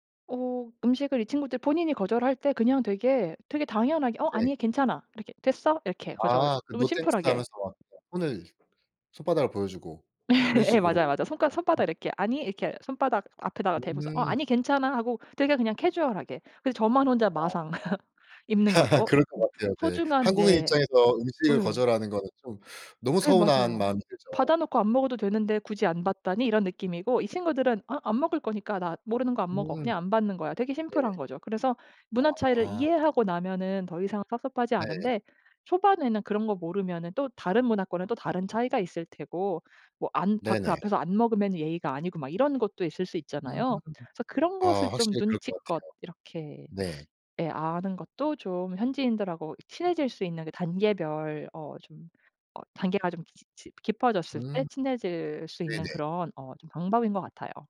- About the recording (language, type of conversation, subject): Korean, podcast, 현지인들과 친해지는 비결이 뭐였나요?
- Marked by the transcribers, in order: in English: "노 땡스"; tapping; other noise; laugh; other background noise; laugh